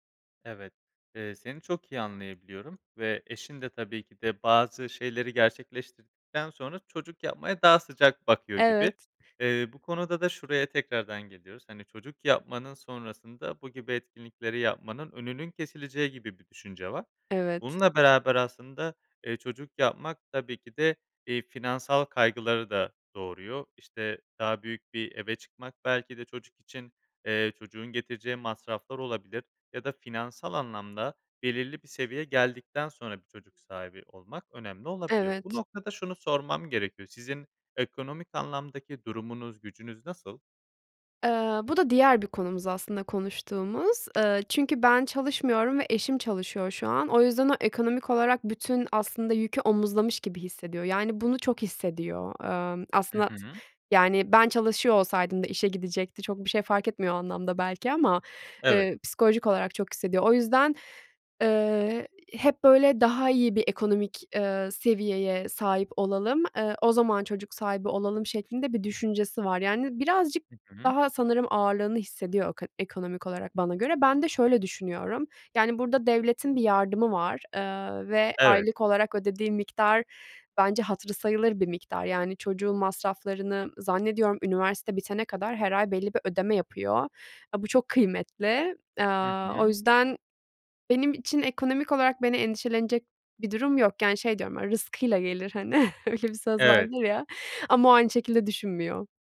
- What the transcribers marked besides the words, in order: other background noise; laughing while speaking: "hani"
- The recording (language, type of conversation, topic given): Turkish, advice, Çocuk sahibi olma veya olmama kararı